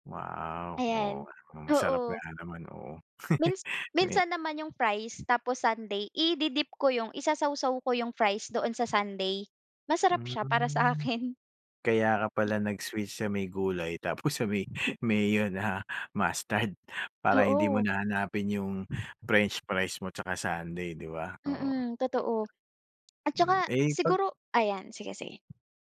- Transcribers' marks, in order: chuckle; wind; laughing while speaking: "sa may mayo na mustard"; tapping
- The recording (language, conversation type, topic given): Filipino, podcast, Ano ang ginagawa mo kapag nagugutom ka at gusto mong magmeryenda pero masustansiya pa rin?